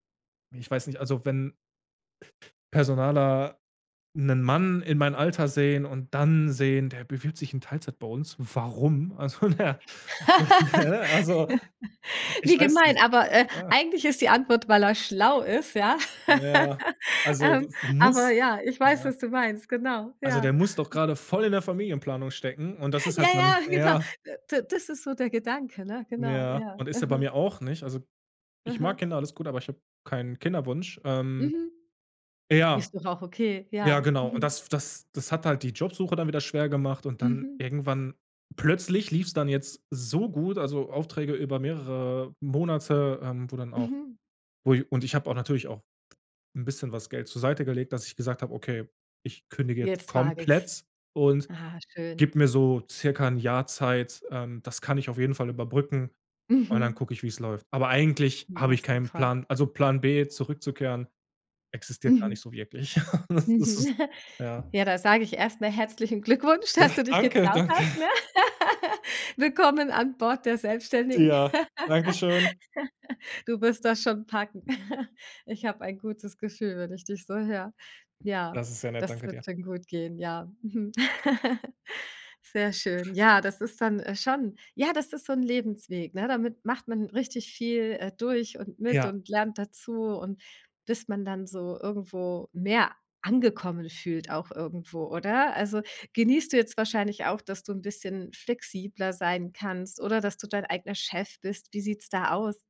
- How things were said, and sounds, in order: laugh; laughing while speaking: "Also, der ne, also"; laugh; stressed: "muss"; laughing while speaking: "ja"; stressed: "so"; chuckle; laughing while speaking: "Da"; laughing while speaking: "dass"; laughing while speaking: "danke"; laugh; laugh; chuckle; tapping; chuckle; laugh
- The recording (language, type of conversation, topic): German, podcast, Wie ist dein größter Berufswechsel zustande gekommen?